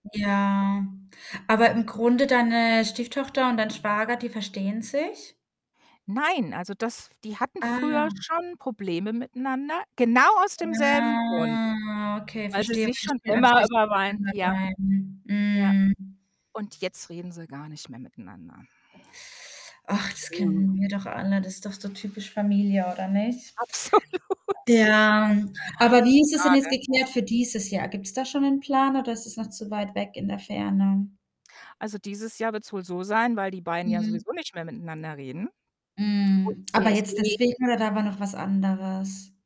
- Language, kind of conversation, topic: German, advice, Wie kann ich mit dem Konflikt mit meiner Schwiegerfamilie umgehen, wenn sie sich in meine persönlichen Entscheidungen einmischt?
- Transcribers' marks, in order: other background noise; drawn out: "Ah"; unintelligible speech; inhale; laughing while speaking: "Absolut"; drawn out: "Ja"; giggle; distorted speech; unintelligible speech